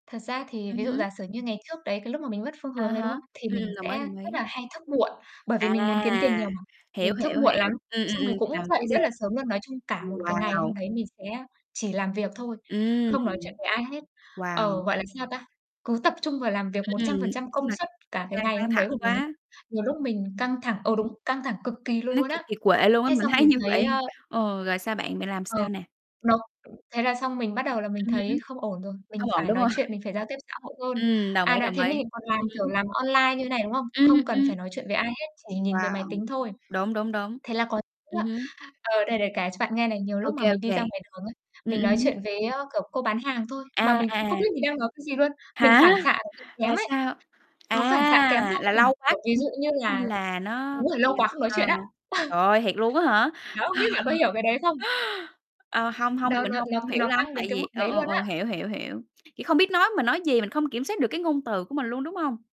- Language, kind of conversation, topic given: Vietnamese, unstructured, Bạn đã từng cảm thấy mất phương hướng trong cuộc sống chưa?
- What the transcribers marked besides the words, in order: tapping; distorted speech; laughing while speaking: "thấy"; laughing while speaking: "hông?"; chuckle; other background noise; chuckle